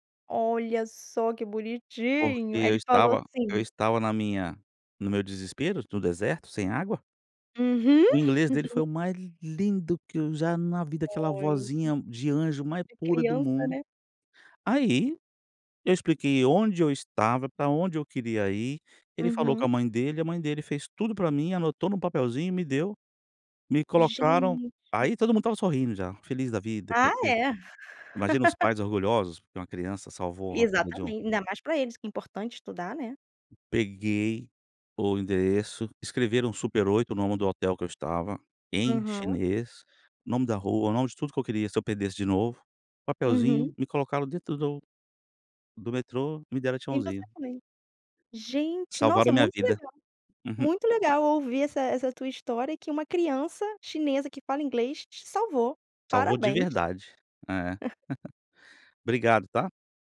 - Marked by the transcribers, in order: put-on voice: "Olha só, que bonitinho"; chuckle; other noise; chuckle; chuckle
- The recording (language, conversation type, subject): Portuguese, podcast, Como a língua atrapalhou ou ajudou você quando se perdeu?